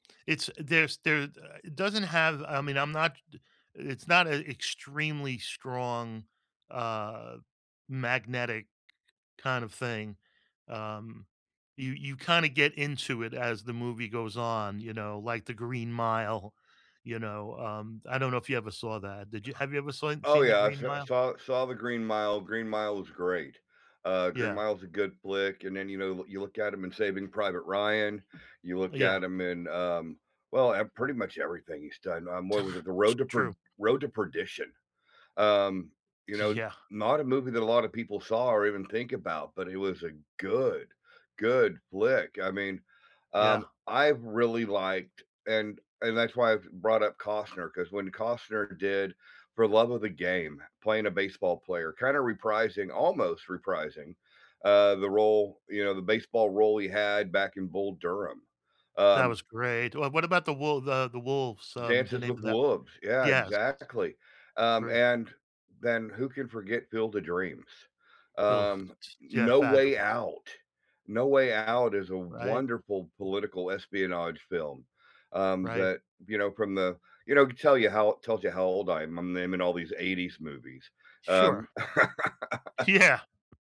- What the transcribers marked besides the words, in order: chuckle; stressed: "good"; unintelligible speech; laughing while speaking: "Yeah"; laugh
- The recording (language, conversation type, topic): English, unstructured, Which actors will you watch automatically without needing a trailer, and what makes them personally irresistible to you?
- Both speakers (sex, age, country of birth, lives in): male, 55-59, United States, United States; male, 65-69, United States, United States